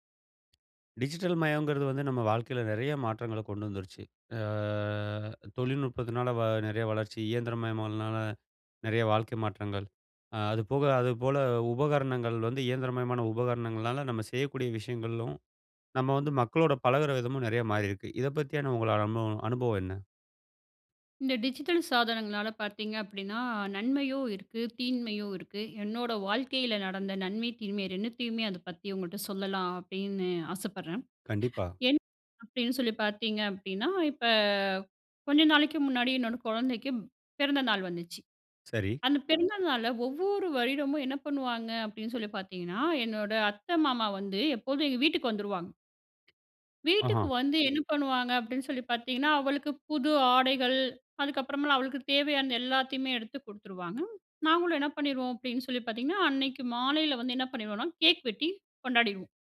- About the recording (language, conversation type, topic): Tamil, podcast, டிஜிட்டல் சாதனங்கள் உங்கள் உறவுகளை எவ்வாறு மாற்றியுள்ளன?
- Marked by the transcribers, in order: other noise; drawn out: "அ"; unintelligible speech